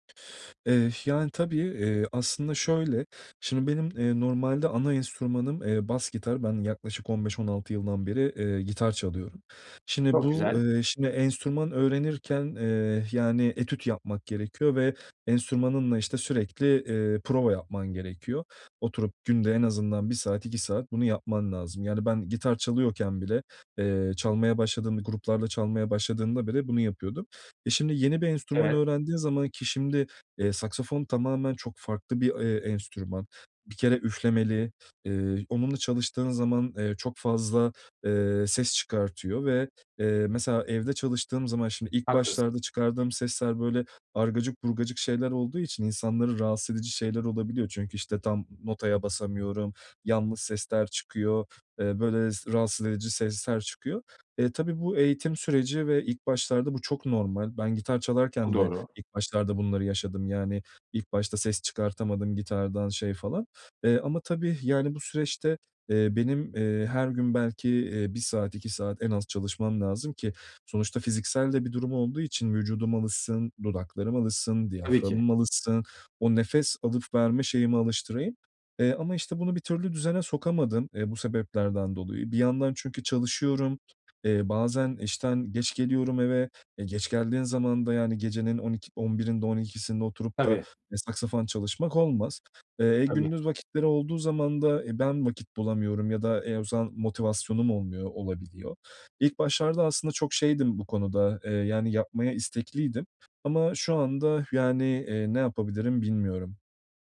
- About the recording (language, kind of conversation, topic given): Turkish, advice, Tutkuma daha fazla zaman ve öncelik nasıl ayırabilirim?
- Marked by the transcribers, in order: other background noise; other noise